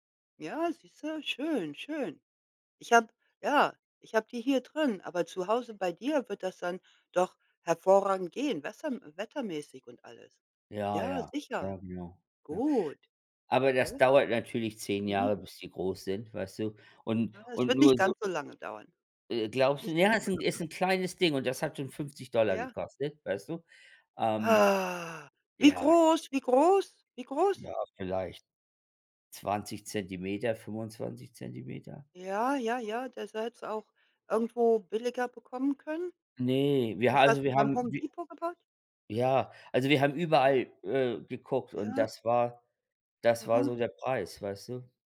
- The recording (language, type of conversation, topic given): German, unstructured, Welche kleinen Dinge bereiten dir jeden Tag Freude?
- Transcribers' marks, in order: drawn out: "Ah!"; unintelligible speech